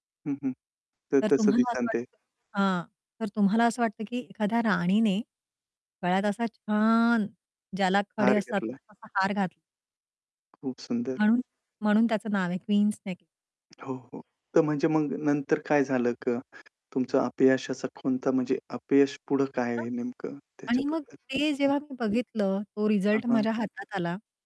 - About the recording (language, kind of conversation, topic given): Marathi, podcast, अपयशातून तुम्हाला काय शिकायला मिळालं?
- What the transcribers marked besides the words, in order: static; "दिसेल" said as "दिसान"; distorted speech; stressed: "छान"; other background noise; tapping; unintelligible speech